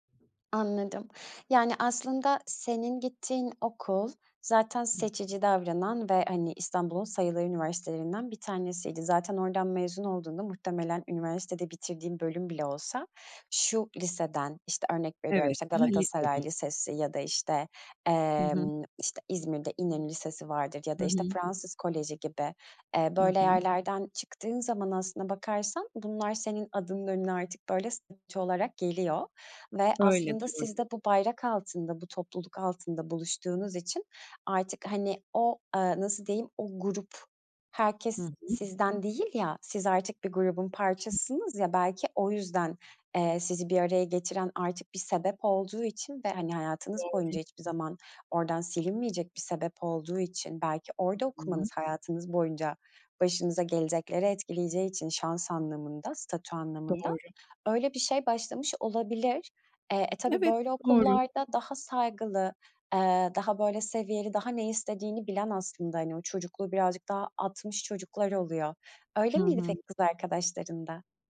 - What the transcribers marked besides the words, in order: other background noise; tapping; unintelligible speech; scoff
- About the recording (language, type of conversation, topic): Turkish, podcast, Uzun süren arkadaşlıkları nasıl canlı tutarsın?